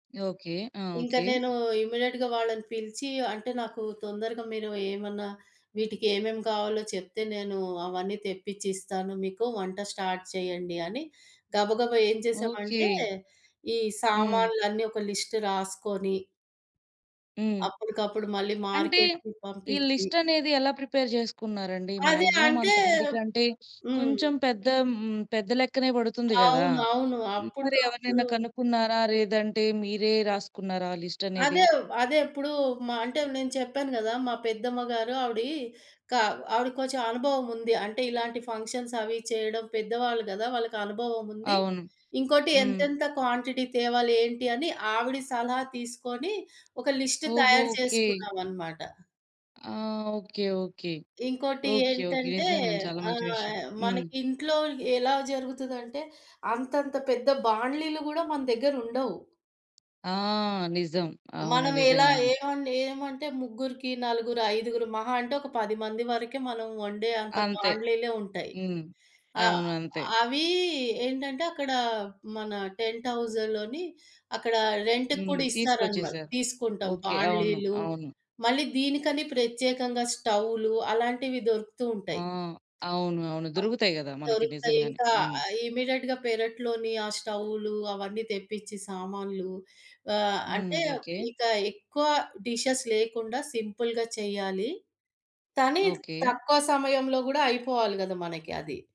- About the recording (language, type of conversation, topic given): Telugu, podcast, పెద్ద గుంపు కోసం వంటను మీరు ఎలా ప్లాన్ చేస్తారు?
- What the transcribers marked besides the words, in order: in English: "ఇమీడియేట్‌గా"; in English: "స్టార్ట్"; in English: "లిస్ట్"; other noise; in English: "ప్రిపేర్"; in English: "మ్యాగ్జిమం"; in English: "క్వాంటిటీ"; in English: "లిస్ట్"; drawn out: "అవీ"; "రెంటుక్కూడిస్తారన్నమాట" said as "రెంటుక్కూడిస్తారన్మల్"; in English: "ఇమీడియేట్‌గా"; in English: "డిషెస్"; in English: "సింపుల్‌గా"; tapping